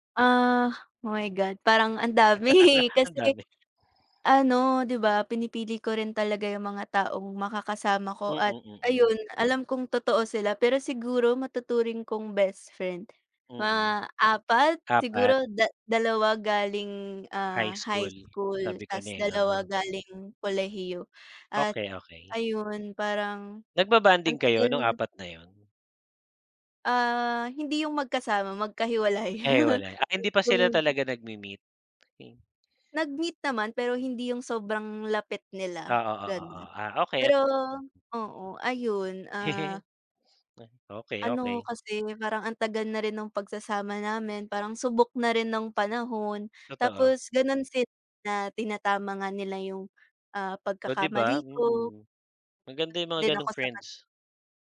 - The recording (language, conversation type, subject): Filipino, unstructured, Ano ang pinakamahalaga sa iyo sa isang matalik na kaibigan?
- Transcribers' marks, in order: laugh; laughing while speaking: "dami, eh"; chuckle; other background noise; "okey" said as "oket"; giggle; sniff; tapping